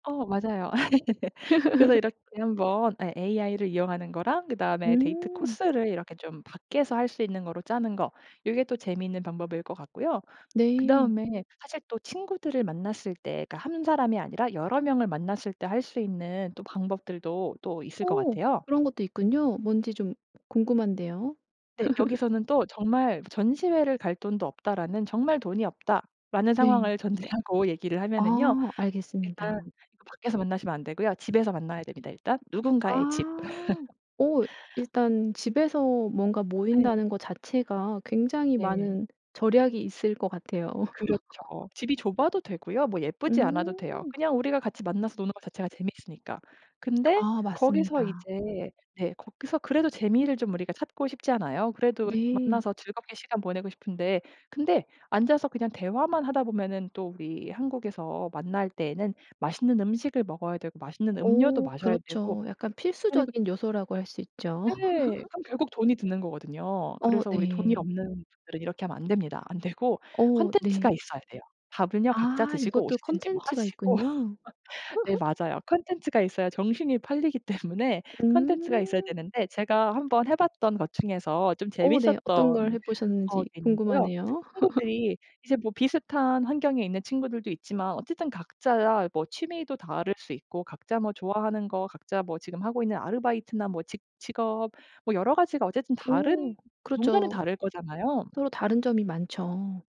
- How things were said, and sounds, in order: laugh; tapping; other background noise; laugh; laughing while speaking: "전제하고"; laugh; laugh; laugh; laugh; laughing while speaking: "때문에"; laugh
- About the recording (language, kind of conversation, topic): Korean, podcast, 돈을 많이 쓰지 않고도 즐겁게 지낼 수 있는 방법이 있을까요?